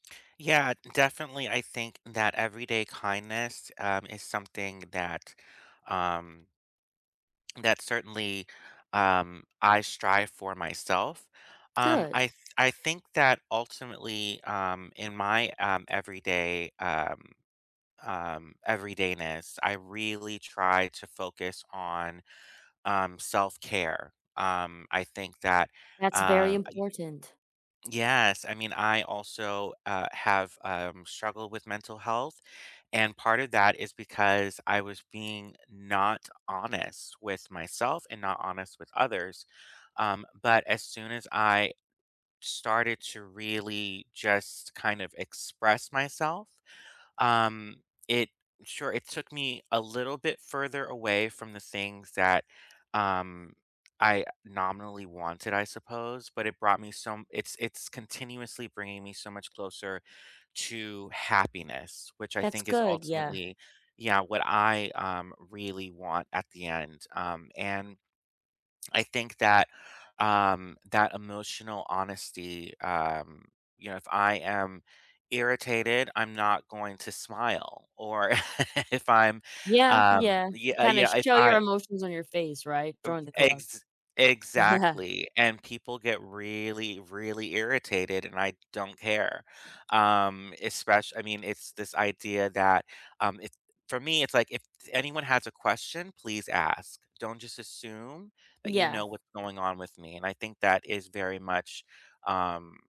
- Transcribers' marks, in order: tapping; chuckle; laughing while speaking: "Yeah"
- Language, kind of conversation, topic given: English, unstructured, How do your everyday actions reflect the legacy you want to leave?